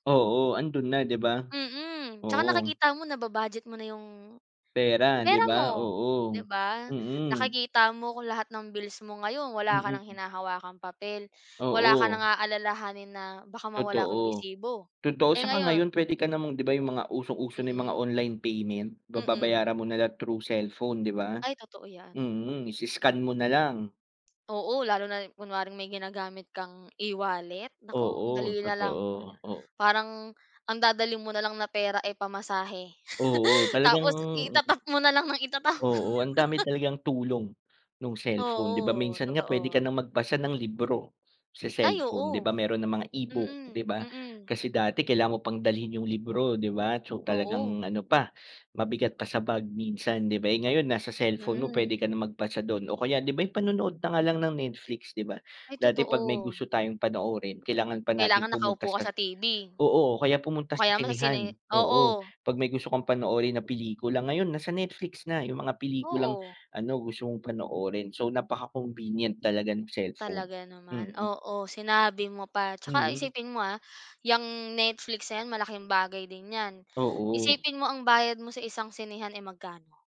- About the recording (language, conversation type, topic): Filipino, unstructured, Ano ang paborito mong kagamitang nagpapasaya sa iyo?
- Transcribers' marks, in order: laugh